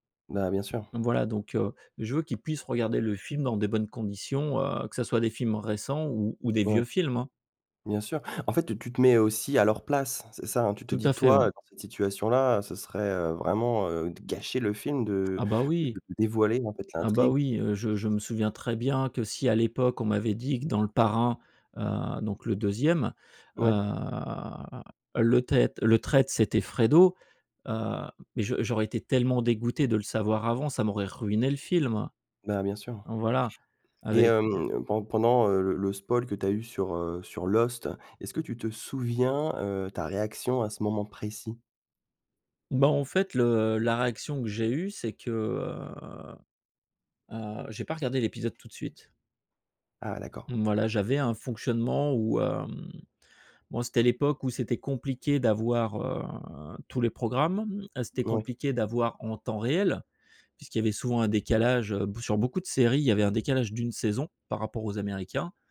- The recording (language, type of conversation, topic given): French, podcast, Pourquoi les spoilers gâchent-ils tant les séries ?
- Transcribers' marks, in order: stressed: "gâcher"; "traitre" said as "taite"; other background noise; in English: "spoil"; stressed: "souviens"; stressed: "réel"